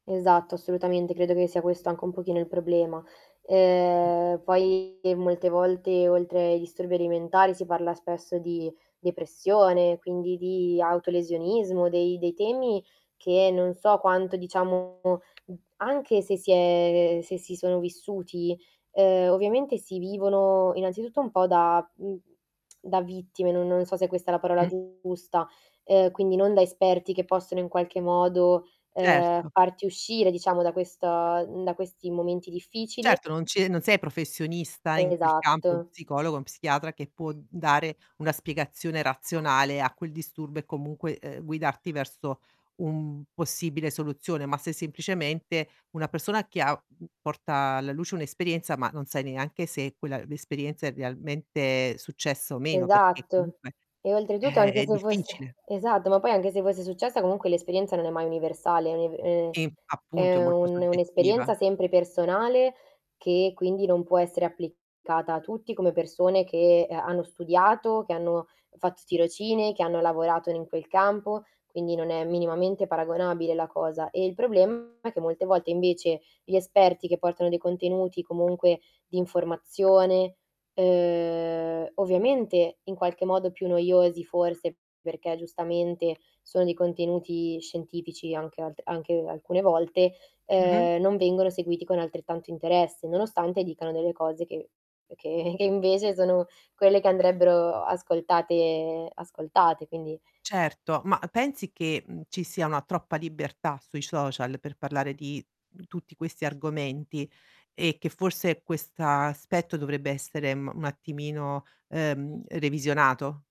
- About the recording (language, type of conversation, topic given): Italian, podcast, Credi che gli influencer abbiano delle responsabilità sociali?
- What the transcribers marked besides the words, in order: static; drawn out: "Ehm"; distorted speech; tapping; drawn out: "è"; tongue click; other animal sound; "Sì" said as "ì"; "tirocini" said as "tirocinei"; drawn out: "ehm"; drawn out: "ehm"; "social" said as "sciocial"; other noise